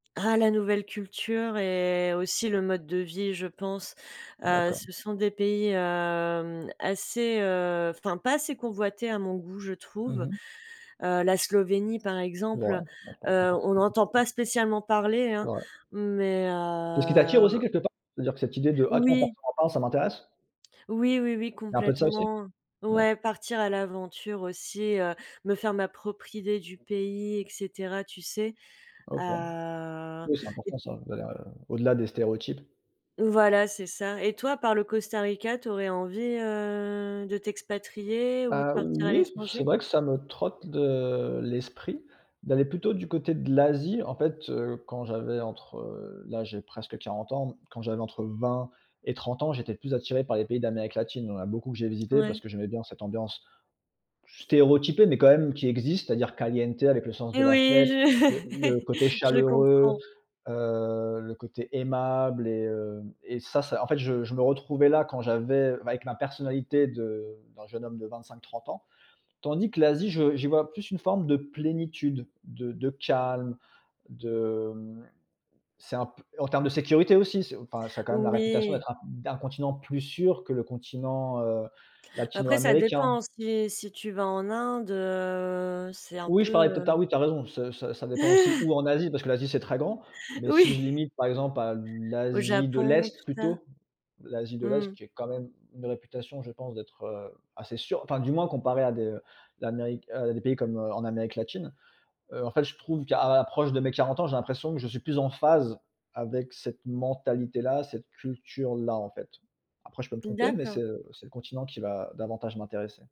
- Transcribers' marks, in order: drawn out: "hem"; unintelligible speech; drawn out: "heu"; drawn out: "Heu"; drawn out: "heu"; other background noise; laugh; in Spanish: "caliente"; stressed: "sûr"; drawn out: "heu"; laugh; stressed: "où"; laughing while speaking: "Oui"; tapping; stressed: "phase"
- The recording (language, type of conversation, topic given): French, unstructured, Qu’est-ce qui te motive à partir à l’étranger ?